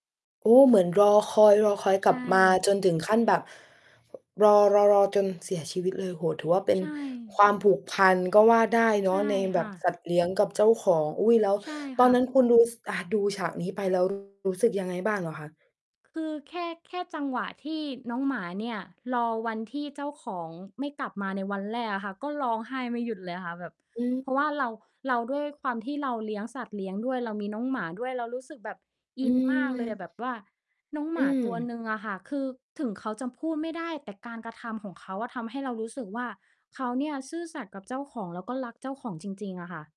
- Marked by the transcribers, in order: distorted speech
- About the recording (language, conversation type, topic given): Thai, podcast, ทำไมหนังบางเรื่องถึงทำให้เราร้องไห้ได้ง่ายเมื่อดู?